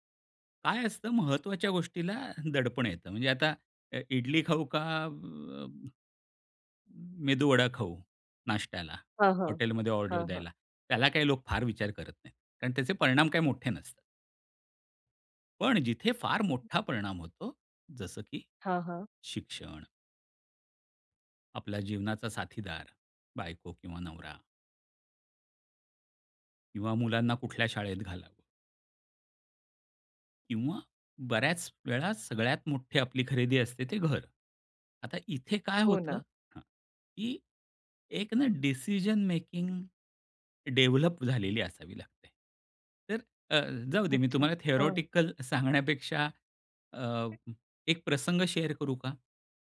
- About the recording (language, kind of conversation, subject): Marathi, podcast, पर्याय जास्त असतील तर तुम्ही कसे निवडता?
- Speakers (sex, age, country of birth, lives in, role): female, 40-44, India, India, host; male, 50-54, India, India, guest
- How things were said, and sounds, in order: unintelligible speech; other background noise; stressed: "मोठी"; in English: "थेरोटिकल"; in English: "शेअर"